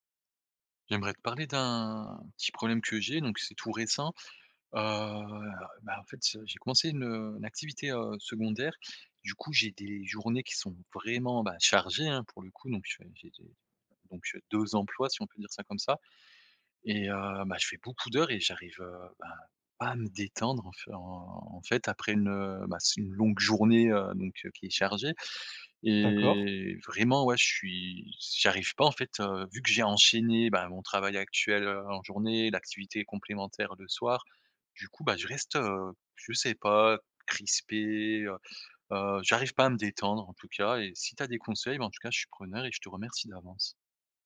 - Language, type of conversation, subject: French, advice, Pourquoi n’arrive-je pas à me détendre après une journée chargée ?
- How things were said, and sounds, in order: other background noise; drawn out: "d'un"; drawn out: "Heu"; stressed: "vraiment"; stressed: "deux"; stressed: "pas"; drawn out: "en"; stressed: "longue journée"; drawn out: "Et"